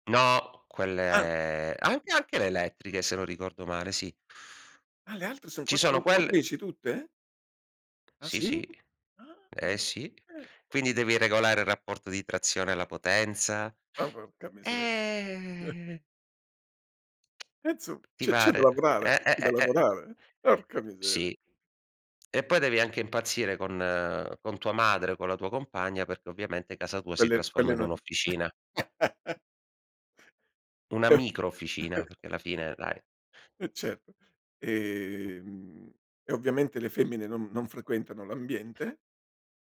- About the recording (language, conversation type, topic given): Italian, podcast, C’è un piccolo progetto che consiglieresti a chi è alle prime armi?
- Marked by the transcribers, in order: dog barking; drawn out: "Ah"; drawn out: "Eh"; chuckle; tapping; chuckle